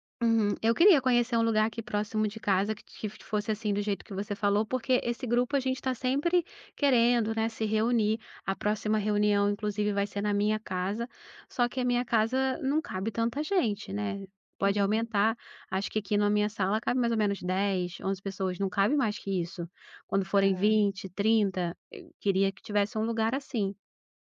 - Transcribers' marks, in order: none
- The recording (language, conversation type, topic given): Portuguese, podcast, Como a comida influencia a sensação de pertencimento?